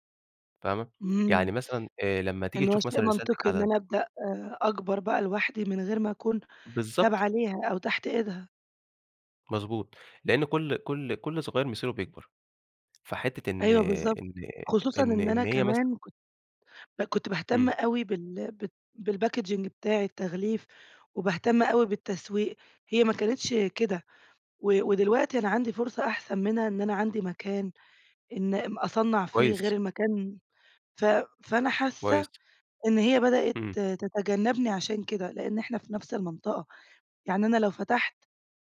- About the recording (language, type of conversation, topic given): Arabic, advice, إزاي أطلب من زميل أكبر مني يبقى مرشد ليا أو يدّيني نصيحة مهنية؟
- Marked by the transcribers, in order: in English: "بالPackaging"; tapping